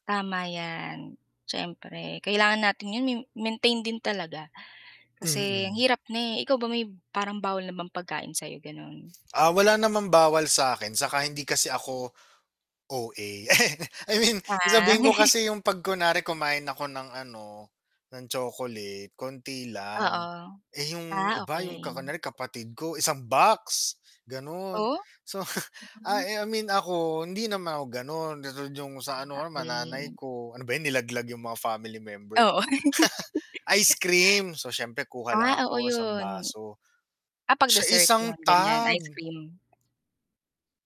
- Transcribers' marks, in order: tapping; static; laugh; chuckle; chuckle; laugh
- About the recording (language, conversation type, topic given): Filipino, unstructured, Ano ang pinakamalaking hamon mo sa pagpapanatili ng malusog na katawan?